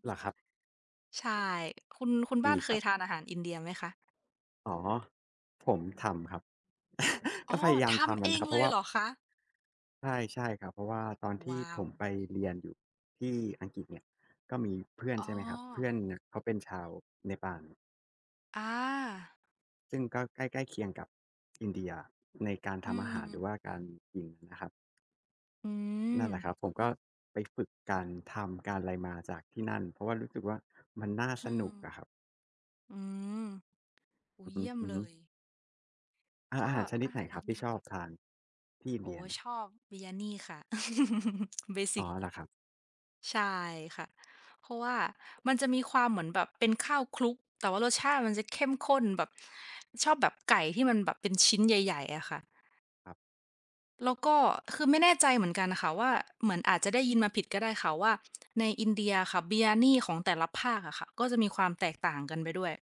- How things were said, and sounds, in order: stressed: "ทำเอง"; chuckle; tapping
- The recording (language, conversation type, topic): Thai, unstructured, คุณคิดว่าอาหารทำเองที่บ้านดีกว่าอาหารจากร้านไหม?
- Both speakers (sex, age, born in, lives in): female, 25-29, Thailand, Thailand; male, 30-34, Thailand, Thailand